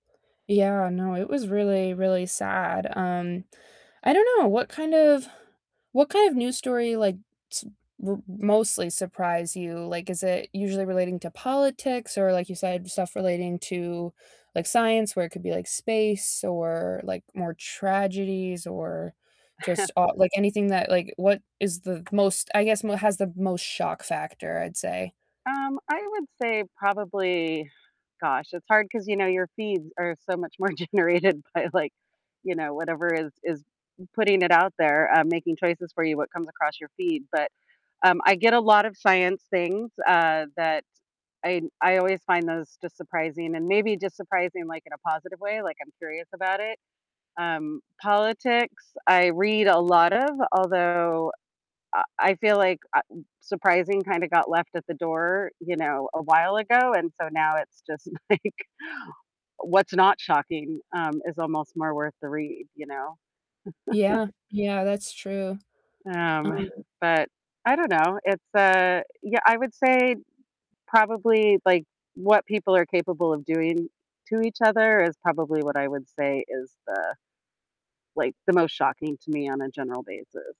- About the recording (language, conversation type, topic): English, unstructured, What recent news story surprised you the most?
- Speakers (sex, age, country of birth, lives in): female, 25-29, United States, United States; female, 50-54, United States, United States
- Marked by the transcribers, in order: chuckle; tapping; distorted speech; laughing while speaking: "generated by, like"; laughing while speaking: "like"; chuckle